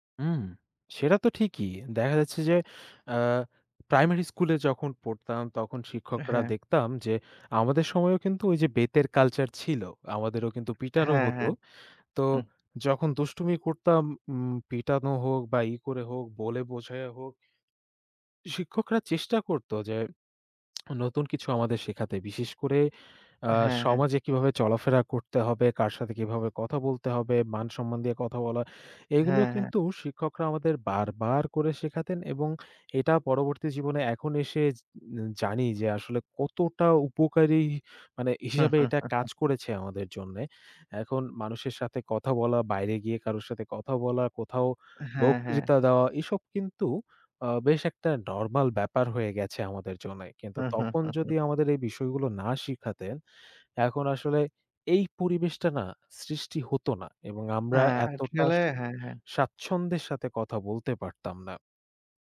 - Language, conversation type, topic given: Bengali, unstructured, তোমার প্রিয় শিক্ষক কে এবং কেন?
- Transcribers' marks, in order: lip smack; chuckle; chuckle; unintelligible speech